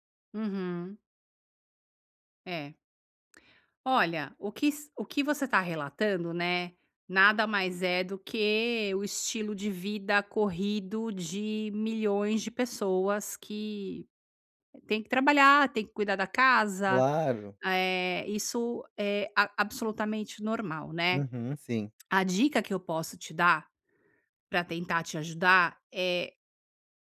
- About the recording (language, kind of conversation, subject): Portuguese, advice, Como equilibrar a praticidade dos alimentos industrializados com a minha saúde no dia a dia?
- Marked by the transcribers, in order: none